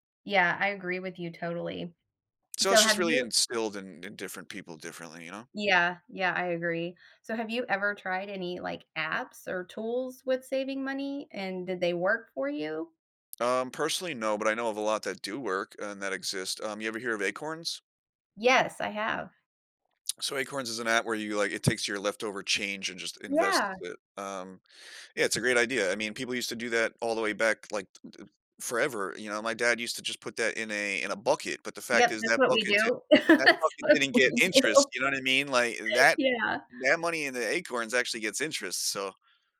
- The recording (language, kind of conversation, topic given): English, unstructured, What is an easy first step to building better saving habits?
- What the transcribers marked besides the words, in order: tapping; chuckle; laughing while speaking: "That's what we do"